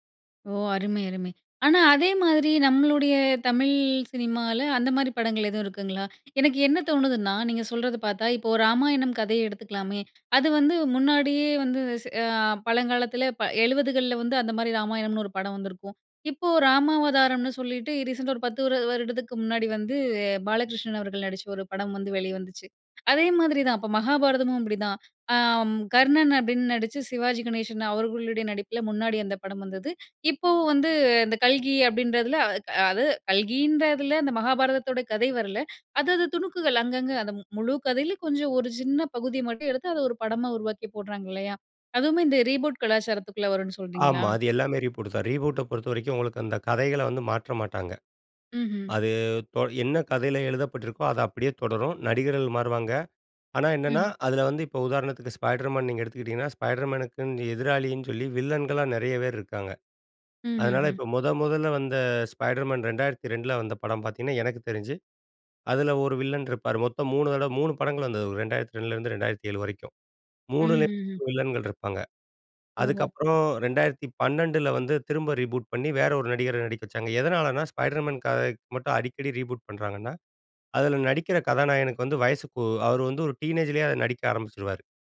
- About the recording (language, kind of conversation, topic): Tamil, podcast, புதிய மறுஉருவாக்கம் அல்லது மறுதொடக்கம் பார்ப்போதெல்லாம் உங்களுக்கு என்ன உணர்வு ஏற்படுகிறது?
- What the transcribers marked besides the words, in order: other background noise; drawn out: "வந்து"; in English: "ரீபூட்"; in English: "ரீபூட்டு"; in English: "ரீபூட்ட"; in English: "ரீபூட்"; in English: "ரீபூட்"